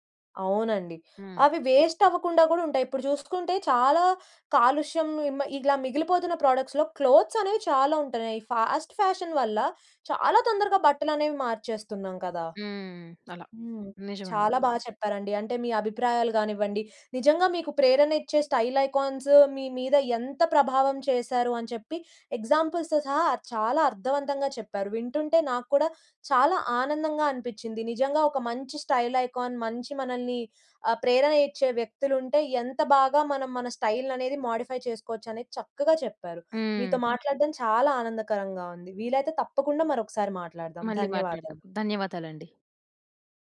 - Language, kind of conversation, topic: Telugu, podcast, మీ శైలికి ప్రేరణనిచ్చే వ్యక్తి ఎవరు?
- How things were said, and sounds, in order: in English: "వేస్ట్"; in English: "ప్రోడక్ట్స్‌లో క్లోత్స్"; in English: "ఫాస్ట్ ఫ్యాషన్"; in English: "స్టైల్ ఐకాన్స్"; in English: "ఎగ్జాంపుల్స్‌తో"; in English: "స్టైల్ ఐకాన్"; in English: "స్టైల్"; in English: "మోడిఫై"; background speech